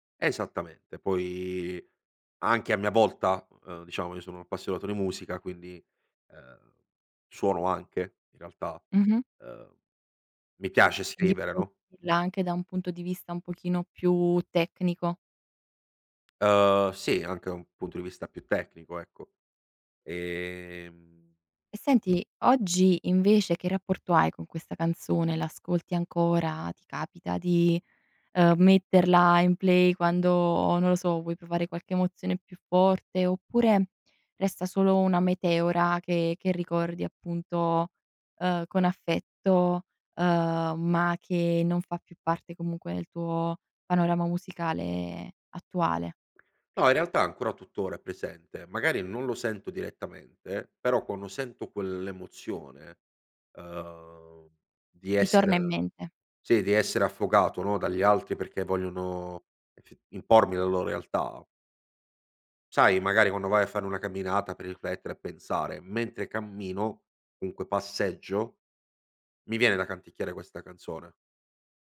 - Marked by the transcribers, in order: unintelligible speech; tapping; in English: "play"
- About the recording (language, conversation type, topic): Italian, podcast, C’è una canzone che ti ha accompagnato in un grande cambiamento?